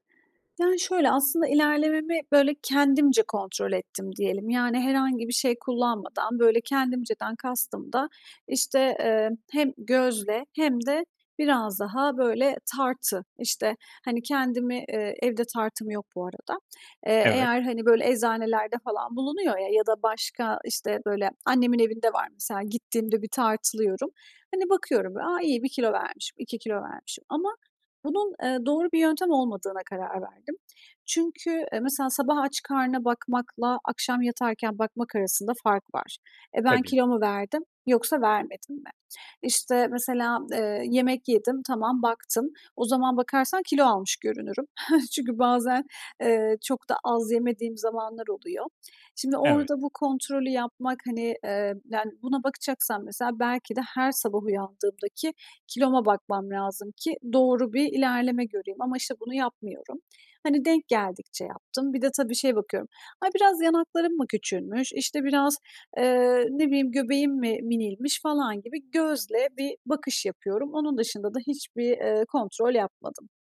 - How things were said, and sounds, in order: giggle
- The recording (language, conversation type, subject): Turkish, advice, Hedeflerimdeki ilerlemeyi düzenli olarak takip etmek için nasıl bir plan oluşturabilirim?